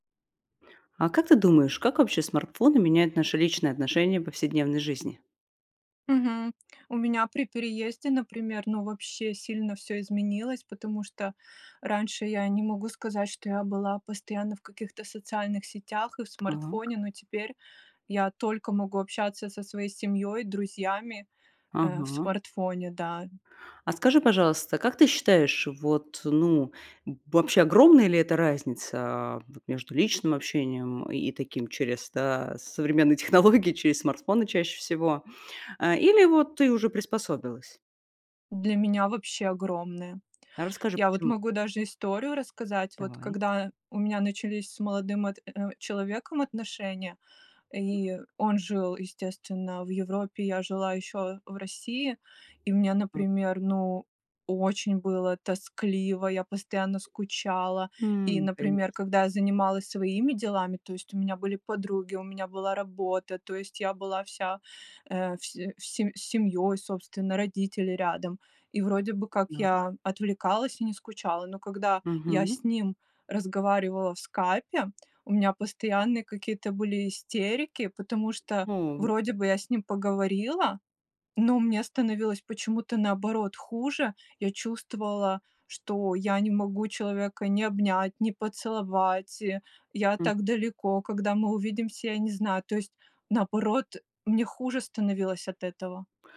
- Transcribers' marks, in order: tapping; laughing while speaking: "технологии"; other noise
- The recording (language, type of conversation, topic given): Russian, podcast, Как смартфоны меняют наши личные отношения в повседневной жизни?